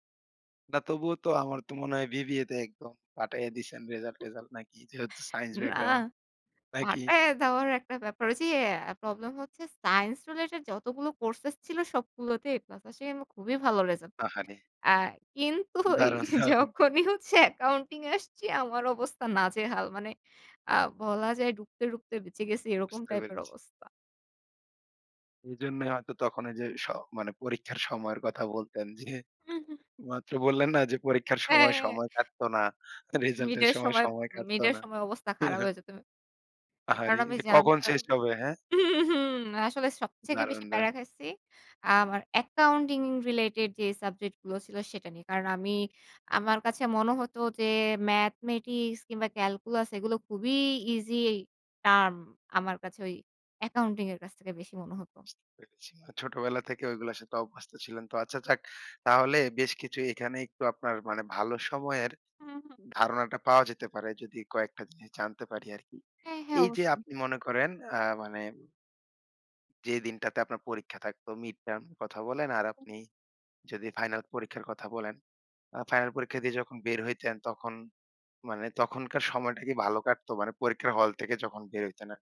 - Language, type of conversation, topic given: Bengali, podcast, তোমার কাছে ‘সময় ভালো কেটে যাওয়া’ বলতে কী বোঝায়?
- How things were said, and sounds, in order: laughing while speaking: "উম না"; in English: "background"; in English: "courses"; laughing while speaking: "কিন্তু ওই যখনই হচ্ছে accounting এ আসছি আমার অবস্থা নাজেহাল"; laughing while speaking: "দারুণ! দারুণ!"; laughing while speaking: "যে পরীক্ষার সময় সময় কাটত না। তা রেজাল্টের সময় সময় কাটতো না"; laughing while speaking: "হ্যাঁ"; chuckle; chuckle; tapping; in English: "easy term"; in English: "mid-term"